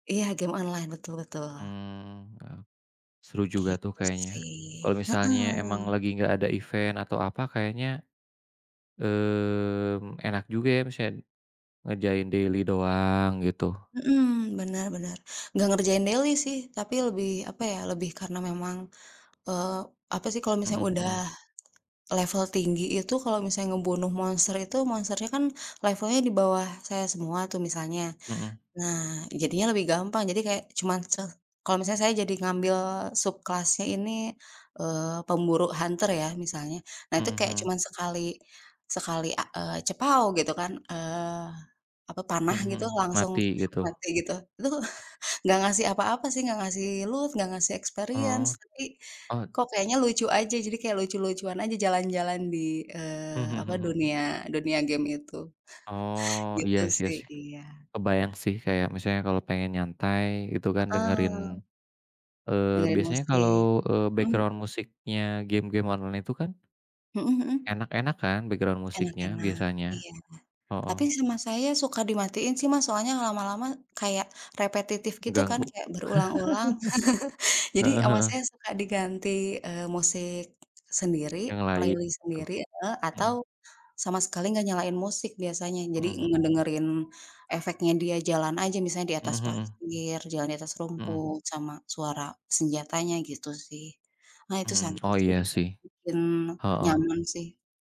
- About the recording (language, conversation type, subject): Indonesian, unstructured, Apa cara favorit Anda untuk bersantai setelah hari yang panjang?
- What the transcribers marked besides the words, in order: in English: "event"; in English: "daily"; in English: "daily"; tapping; in English: "subclass-nya"; in English: "hunter"; put-on voice: "cepaw"; in English: "loot"; in English: "experience"; in English: "background"; in English: "background"; laugh; in English: "playlist"; other background noise; tsk